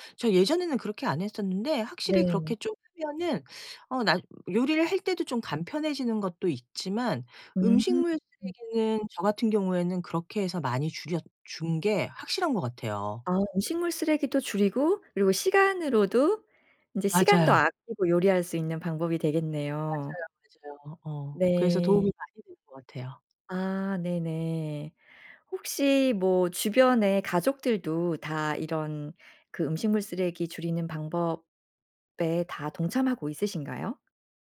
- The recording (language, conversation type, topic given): Korean, podcast, 음식물 쓰레기를 줄이는 현실적인 방법이 있을까요?
- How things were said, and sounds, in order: other background noise; tapping